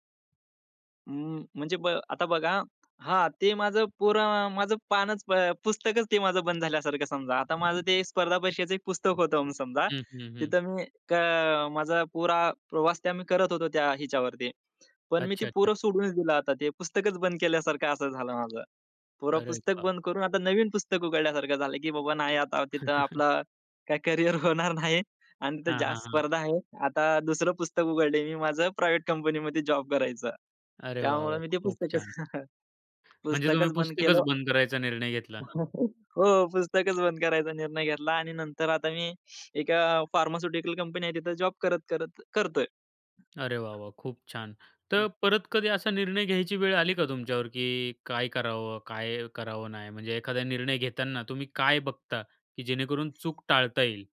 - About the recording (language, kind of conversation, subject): Marathi, podcast, एखादा निर्णय चुकीचा ठरला तर तुम्ही काय करता?
- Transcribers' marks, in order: tapping; other background noise; other noise; chuckle; laughing while speaking: "काय करियर होणार नाही"; in English: "प्रायव्हेट"; chuckle; chuckle